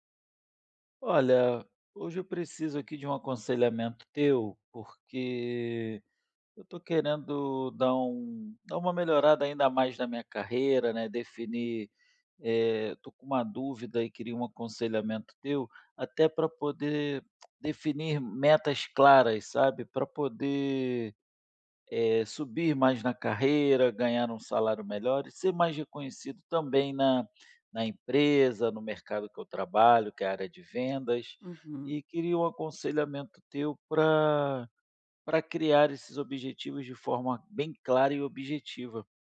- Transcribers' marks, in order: tongue click
- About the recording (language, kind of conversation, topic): Portuguese, advice, Como posso definir metas de carreira claras e alcançáveis?